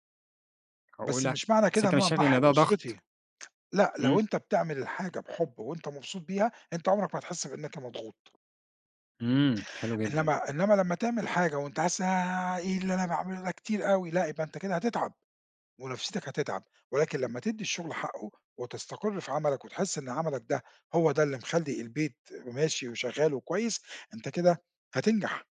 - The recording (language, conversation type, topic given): Arabic, podcast, إزاي بتحافظ على التوازن بين الشغل وحياتك؟
- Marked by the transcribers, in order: tapping